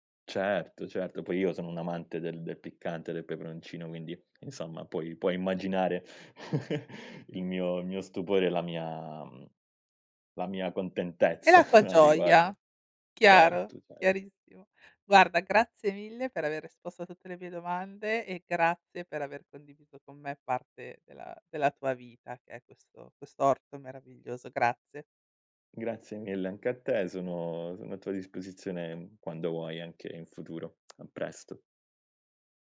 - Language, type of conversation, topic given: Italian, podcast, Qual è un'esperienza nella natura che ti ha fatto cambiare prospettiva?
- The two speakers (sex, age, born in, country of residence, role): female, 40-44, Italy, Spain, host; male, 30-34, Italy, Italy, guest
- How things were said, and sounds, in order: tapping; chuckle; chuckle; tongue click